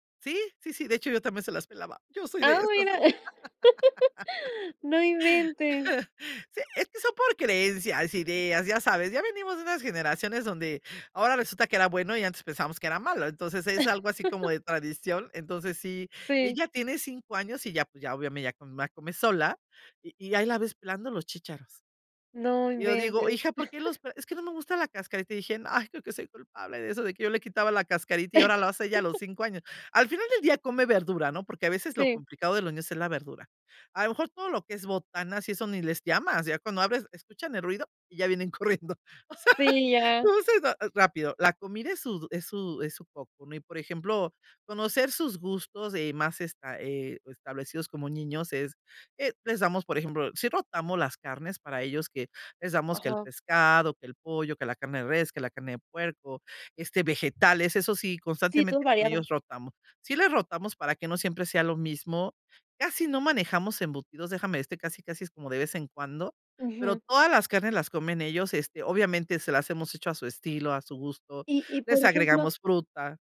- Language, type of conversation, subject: Spanish, podcast, ¿Cómo manejas a comensales quisquillosos o a niños en el restaurante?
- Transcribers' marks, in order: laugh; chuckle; chuckle; chuckle; laugh; other background noise